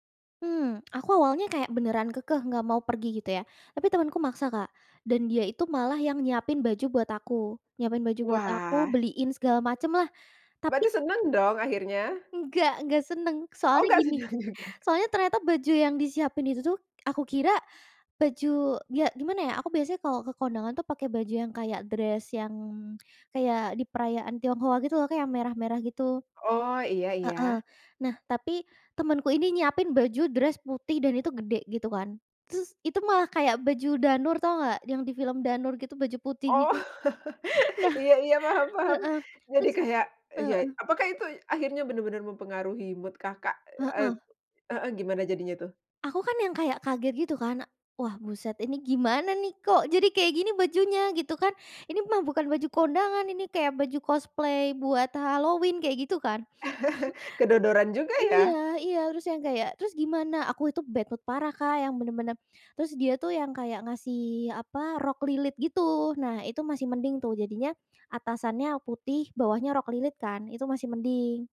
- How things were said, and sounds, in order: other background noise; laughing while speaking: "nggak seneng juga"; in English: "dress"; in English: "dress"; laughing while speaking: "Oh, iya iya, paham paham. Jadi kayak"; laugh; laughing while speaking: "Nah"; in English: "mood"; in English: "cosplay"; in English: "Halloween"; laugh; in English: "bad mood"
- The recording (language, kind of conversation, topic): Indonesian, podcast, Bagaimana pakaian dapat mengubah suasana hatimu dalam keseharian?